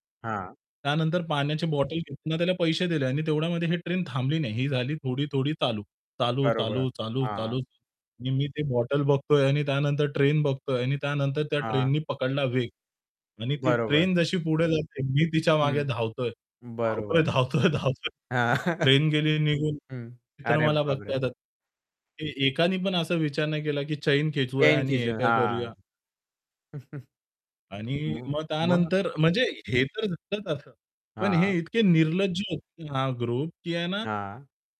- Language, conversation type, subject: Marathi, podcast, सामान हरवल्यावर तुम्हाला काय अनुभव आला?
- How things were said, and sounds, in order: distorted speech; static; laughing while speaking: "धावतोय, धावतोय"; chuckle; unintelligible speech; chuckle; in English: "ग्रुप"